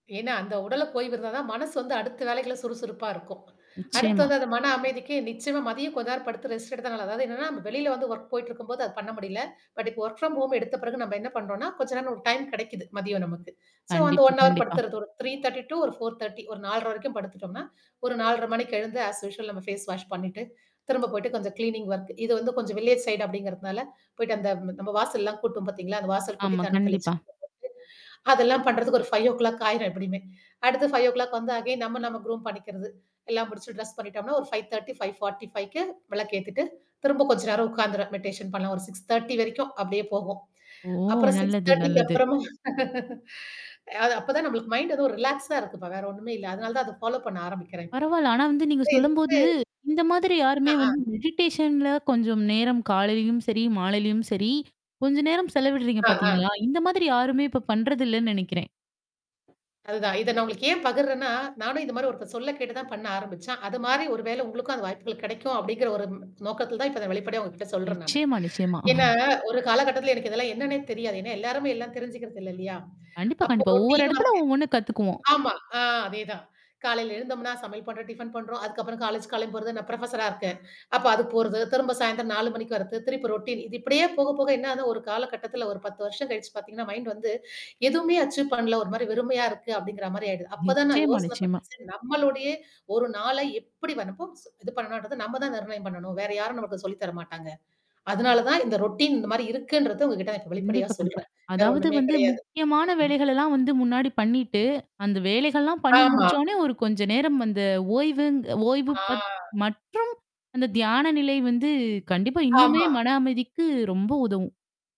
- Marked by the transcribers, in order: mechanical hum; in English: "ரெஸ்ட்"; in English: "ஒர்க்"; in English: "பட்"; in English: "ஒர்க் ஃப்ரம் ஹோம்"; in English: "ஸோ"; in English: "ஒன் ஹவர்"; in English: "த்ரீ தேர்ட்டி டூ ஒரு ஃபோர் தேர்ட்டி"; static; in English: "ஆஸ் யூஷுவல்"; in English: "ஃபேஸ் வாஷ்"; in English: "கிளீனிங் ஒர்க்"; in English: "வில்லேஜ் சைடு"; unintelligible speech; in English: "ஃபைவ் ஓ கிளாக்"; in English: "ஃபைவ் ஓ கிளாக்"; in English: "அகைன்"; in English: "குரூம்"; in English: "ஃபைவ் தேர்ட்டி, ஃபைவ் ஃபார்ட்டி ஃபைவ்க்கு"; in English: "மெடிடேஷன்"; drawn out: "ஓ!"; in English: "சிக்ஸ் தேர்ட்டி"; tapping; in English: "சிக்ஸ் தேர்ட்டிக்கு"; laugh; in English: "மைண்ட்"; in English: "ரிலாக்ஸா"; in English: "ஃபாலோப்"; distorted speech; other background noise; in English: "மெடிடேஷன்ல"; chuckle; in English: "ரொட்டீன் ஒர்க்"; in English: "புரொஃபஸரா"; in English: "ரொட்டீன்"; in English: "மைண்ட்"; in English: "அச்சீவ்"; in English: "ரொட்டீன்"; drawn out: "ஆ"; other noise
- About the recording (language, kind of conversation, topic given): Tamil, podcast, ஒரு நாளை நீங்கள் எப்படி நேரத் தொகுதிகளாக திட்டமிடுவீர்கள்?